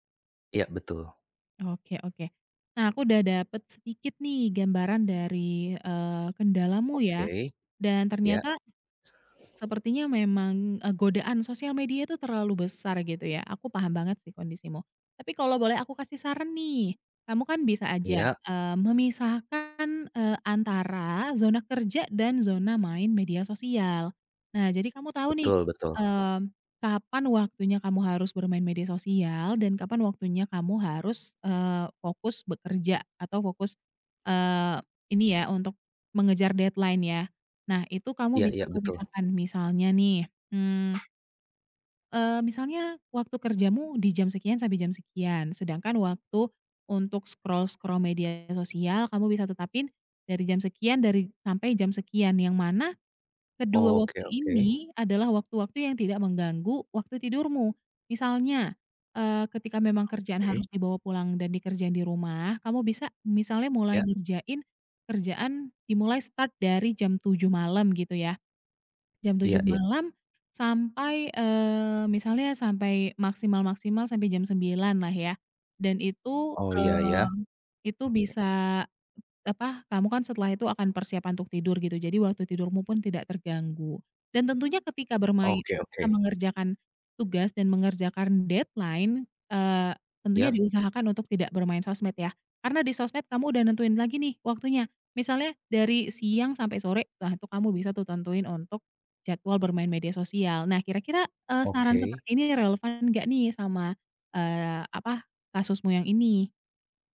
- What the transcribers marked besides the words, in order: background speech; in English: "deadline"; other background noise; in English: "scroll-scroll"; in English: "start"; in English: "deadline"; tapping
- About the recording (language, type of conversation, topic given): Indonesian, advice, Mengapa saya sulit memulai tugas penting meski tahu itu prioritas?